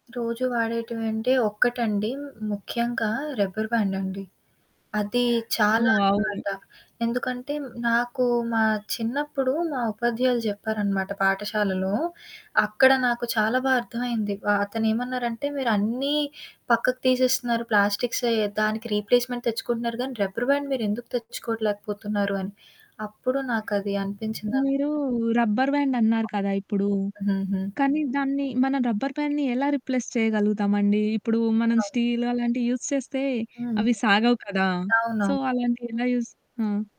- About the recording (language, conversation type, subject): Telugu, podcast, ప్లాస్టిక్ వాడకాన్ని తగ్గించేందుకు సులభంగా పాటించగల మార్గాలు ఏమేమి?
- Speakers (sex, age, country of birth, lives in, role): female, 18-19, India, India, guest; female, 20-24, India, India, host
- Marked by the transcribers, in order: static; other background noise; in English: "రబ్బర్"; unintelligible speech; in English: "రీప్లేస్మెంట్"; in English: "రబ్బర్ బ్యాండ్"; in English: "రబ్బర్ బ్యాండ్"; in English: "రబ్బర్ బ్యాండ్‌ని"; in English: "రిప్లేస్"; in English: "యూజ్"; in English: "సో"; in English: "యూజ్"